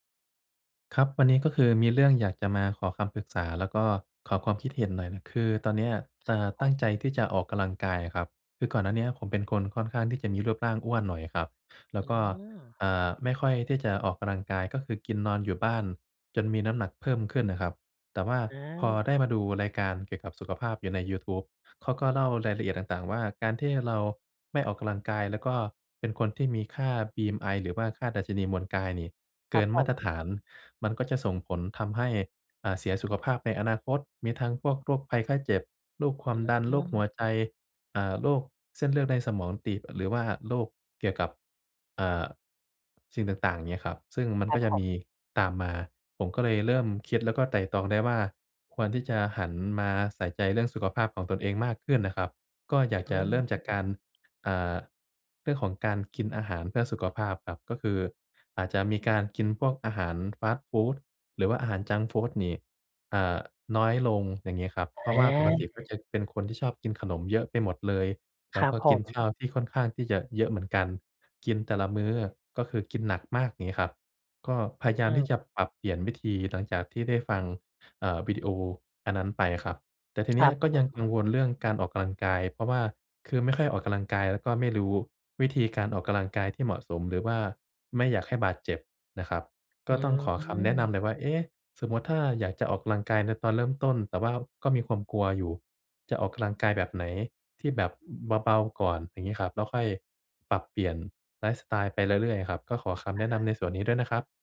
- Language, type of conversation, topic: Thai, advice, ถ้าฉันกลัวที่จะเริ่มออกกำลังกายและไม่รู้จะเริ่มอย่างไร ควรเริ่มแบบไหนดี?
- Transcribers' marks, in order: other background noise